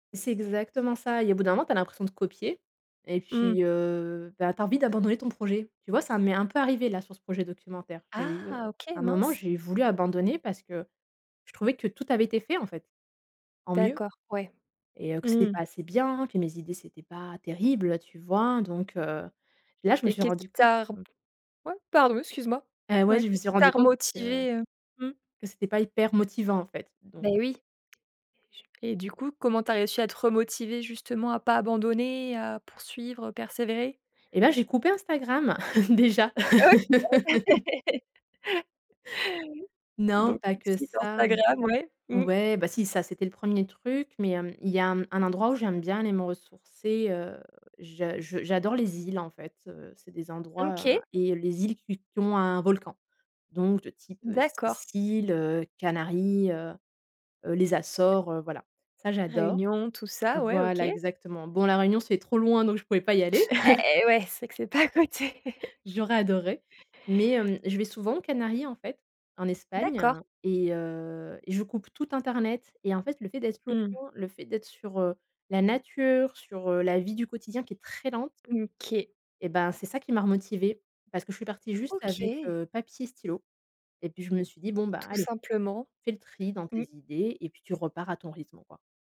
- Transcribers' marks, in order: laugh; chuckle; laugh; in English: "exit"; tapping; laugh; other background noise; laughing while speaking: "c'est pas à côté"; chuckle
- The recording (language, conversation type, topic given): French, podcast, Comment surmontes-tu, en général, un blocage créatif ?